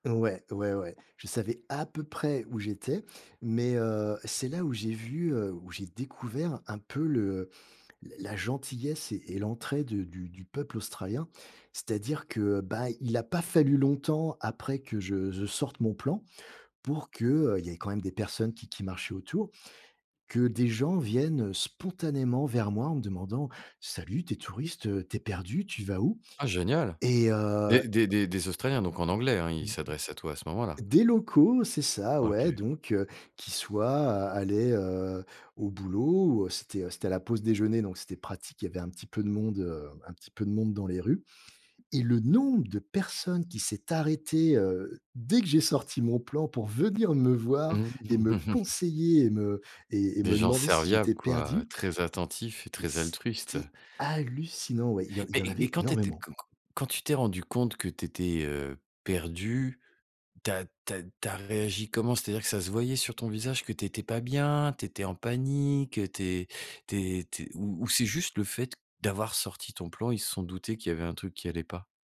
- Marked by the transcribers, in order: stressed: "à peu près"; stressed: "spontanément"; tapping; stressed: "nombre"; laughing while speaking: "mmh mh"; stressed: "hallucinant"
- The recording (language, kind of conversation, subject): French, podcast, Qu’as-tu retenu après t’être perdu(e) dans une ville étrangère ?